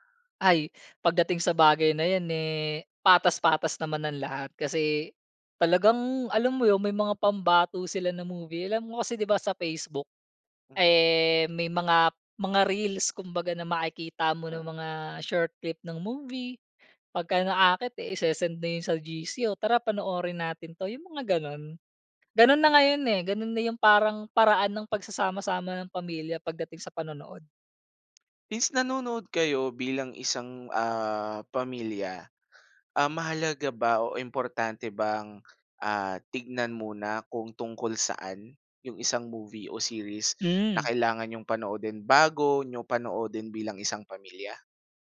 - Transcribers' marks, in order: in English: "short clip"
- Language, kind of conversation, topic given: Filipino, podcast, Paano nagbago ang panonood mo ng telebisyon dahil sa mga serbisyong panonood sa internet?